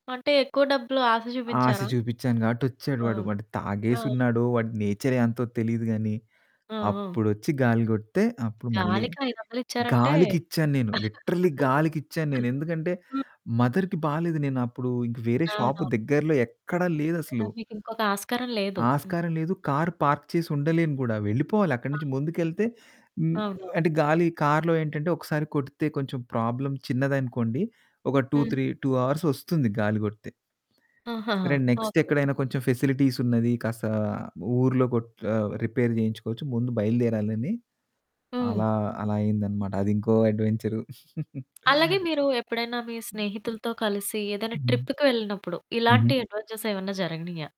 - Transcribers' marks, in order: static; in English: "లిటరల్లి"; laugh; in English: "మదర్‌కి"; in English: "కార్ పార్క్"; other background noise; in English: "ప్రాబ్లమ్"; in English: "టు త్రీ టు హార్స్"; in English: "ఫెసిలిటీస్"; in English: "రిపేర్"; chuckle; in English: "ట్రిప్‌కి"; in English: "అడ్వెంచర్స్"
- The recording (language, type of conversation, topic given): Telugu, podcast, మీ జీవితంలో మరిచిపోలేని సాహస అనుభవం గురించి చెప్పగలరా?